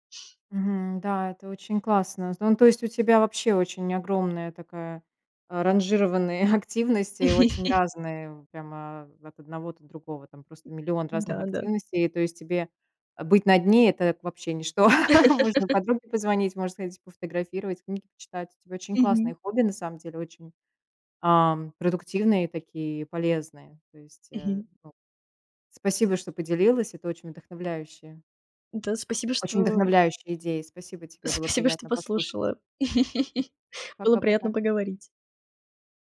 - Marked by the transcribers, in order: other background noise; chuckle; tapping; laugh; chuckle
- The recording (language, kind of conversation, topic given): Russian, podcast, Что в обычном дне приносит тебе маленькую радость?